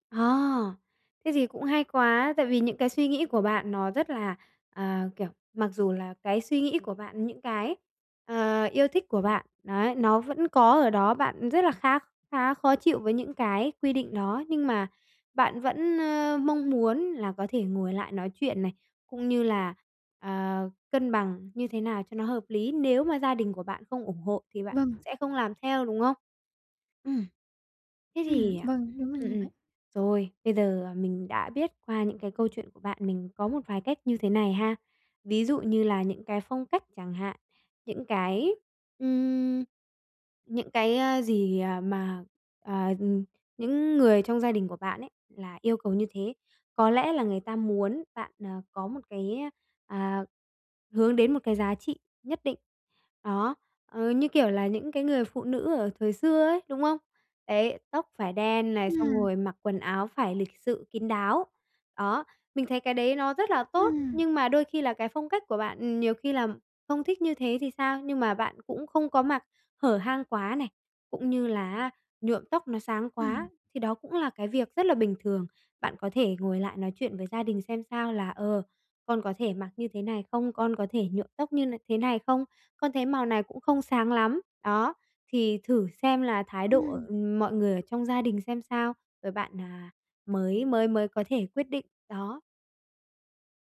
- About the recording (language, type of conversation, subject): Vietnamese, advice, Làm sao tôi có thể giữ được bản sắc riêng và tự do cá nhân trong gia đình và cộng đồng?
- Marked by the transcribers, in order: tapping